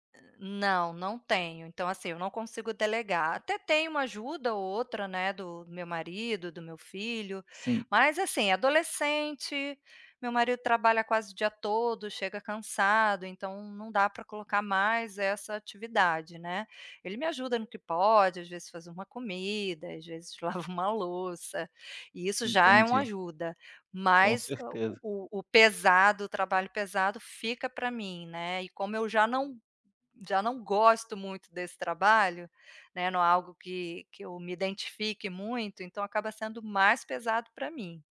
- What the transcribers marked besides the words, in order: other background noise; laughing while speaking: "lava"
- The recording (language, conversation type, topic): Portuguese, advice, Equilíbrio entre descanso e responsabilidades